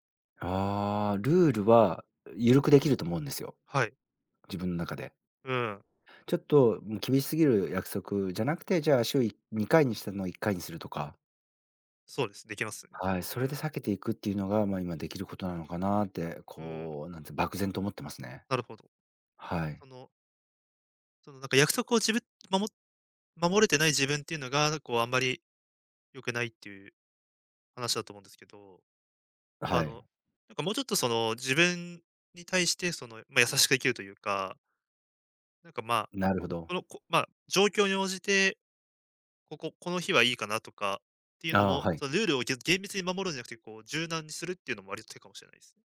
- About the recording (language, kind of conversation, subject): Japanese, advice, 外食や飲み会で食べると強い罪悪感を感じてしまうのはなぜですか？
- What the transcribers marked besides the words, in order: none